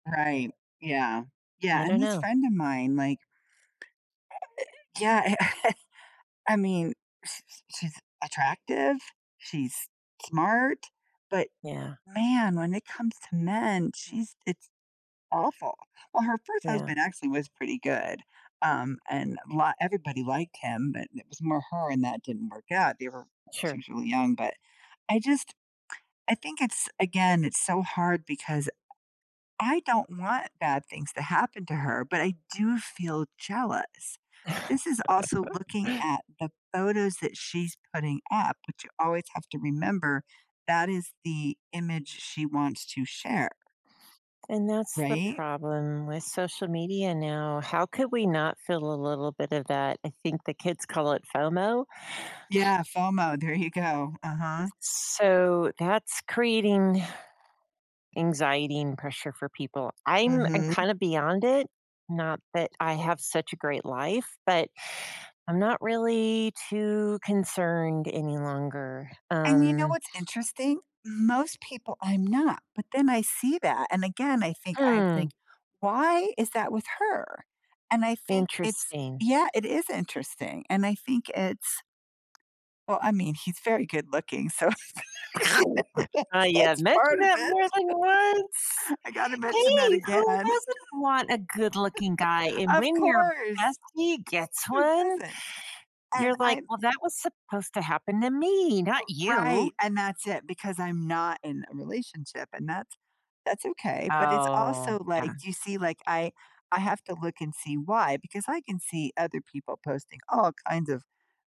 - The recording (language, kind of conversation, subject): English, unstructured, How can one handle jealousy when friends get excited about something new?
- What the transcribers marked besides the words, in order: chuckle; tapping; chuckle; other noise; laughing while speaking: "so that's part that's that's part of it"; unintelligible speech; chuckle; laugh